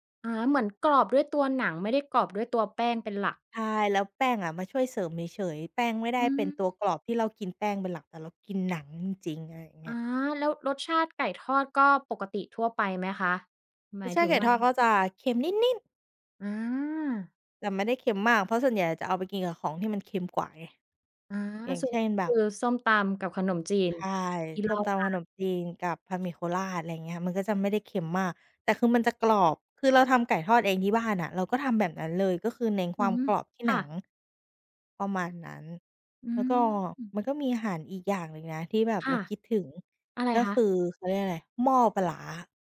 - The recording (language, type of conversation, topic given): Thai, podcast, อาหารบ้านเกิดที่คุณคิดถึงที่สุดคืออะไร?
- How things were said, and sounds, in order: none